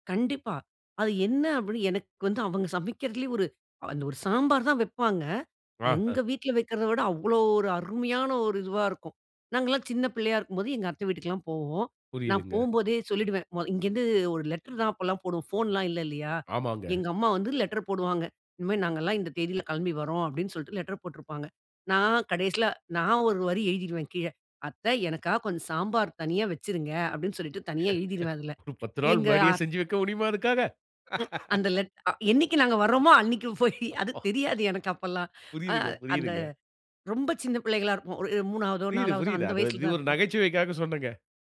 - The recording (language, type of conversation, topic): Tamil, podcast, உங்களுக்கு உடனே நினைவுக்கு வரும் குடும்பச் சமையல் குறிப்புடன் தொடர்பான ஒரு கதையை சொல்ல முடியுமா?
- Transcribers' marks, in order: laugh; other background noise; laugh; laugh